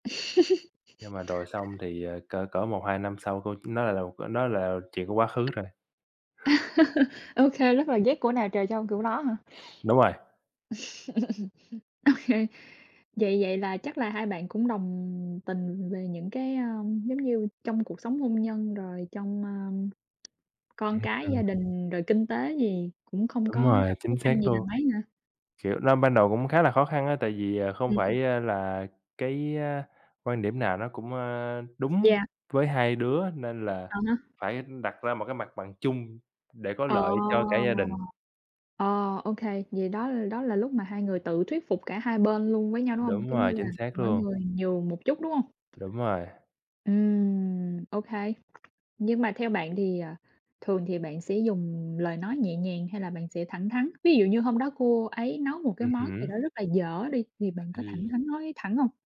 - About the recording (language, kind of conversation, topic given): Vietnamese, unstructured, Làm sao để thuyết phục người yêu làm điều bạn mong muốn?
- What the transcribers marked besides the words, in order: laugh; tapping; laugh; chuckle; laugh; laughing while speaking: "Ô kê"; other background noise